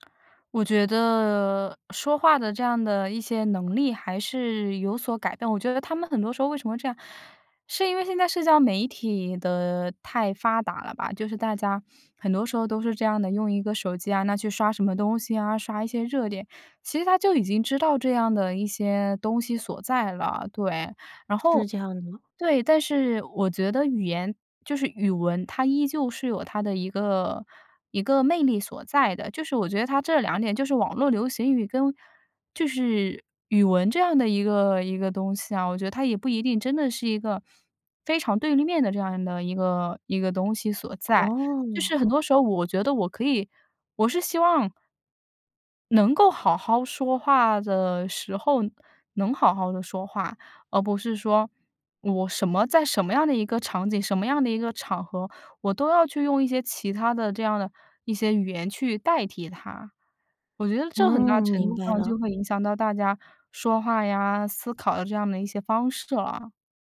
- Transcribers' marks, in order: none
- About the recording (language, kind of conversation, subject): Chinese, podcast, 你觉得网络语言对传统语言有什么影响？